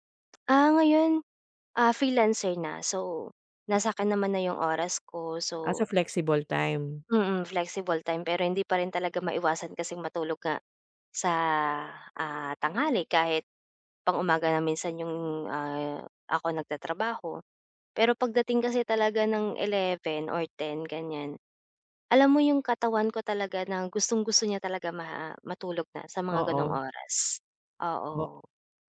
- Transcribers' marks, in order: tapping
- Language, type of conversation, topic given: Filipino, advice, Paano ko maaayos ang sobrang pag-idlip sa hapon na nagpapahirap sa akin na makatulog sa gabi?